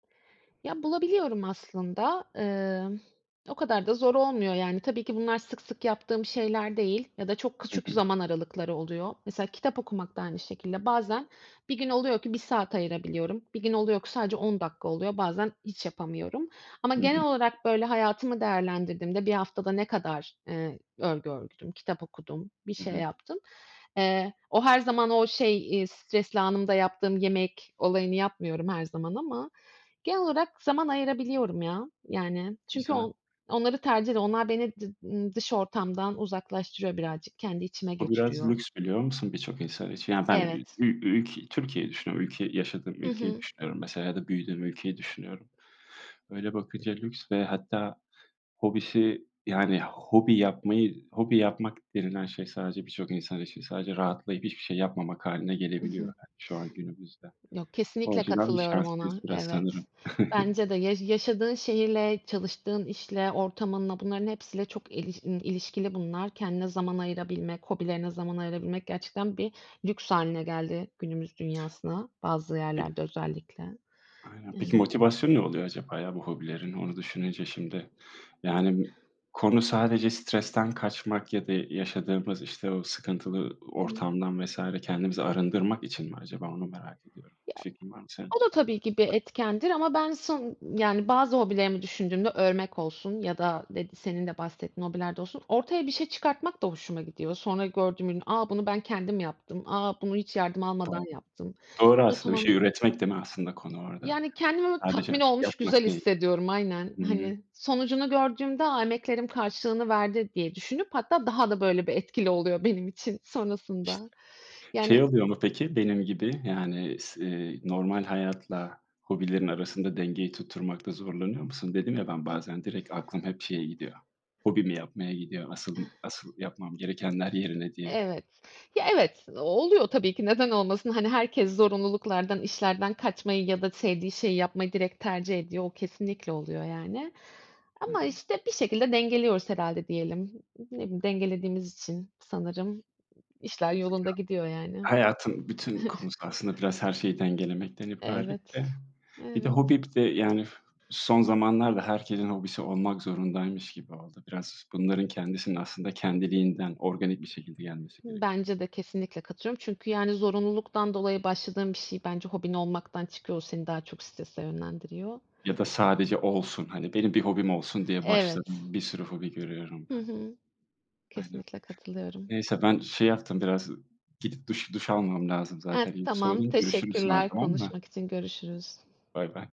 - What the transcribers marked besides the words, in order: other background noise; "ördüm" said as "örgdüm"; tapping; chuckle; unintelligible speech; unintelligible speech; chuckle
- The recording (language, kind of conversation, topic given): Turkish, unstructured, Hobilerin stresle başa çıkmana nasıl yardımcı oluyor?
- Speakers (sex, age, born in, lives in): female, 30-34, Turkey, Hungary; male, 45-49, Turkey, Germany